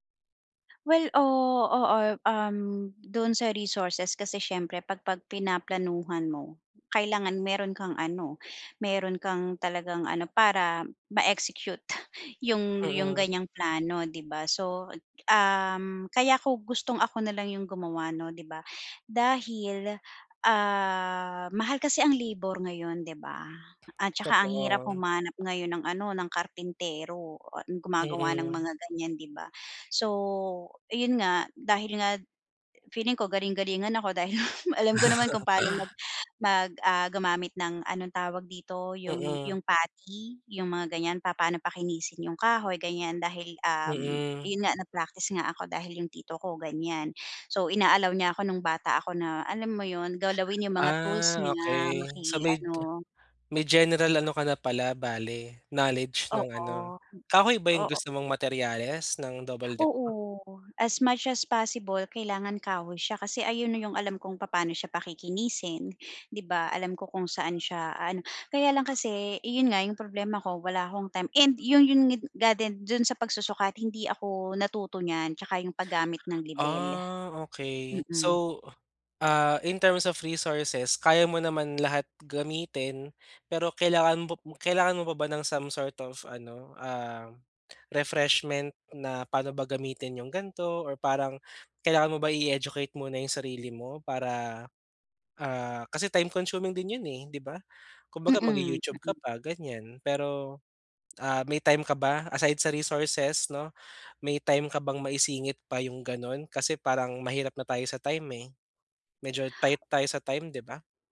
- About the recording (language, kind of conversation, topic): Filipino, advice, Paano ako makakahanap ng oras para sa proyektong kinahihiligan ko?
- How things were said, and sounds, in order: laughing while speaking: "dahil"; laugh; tapping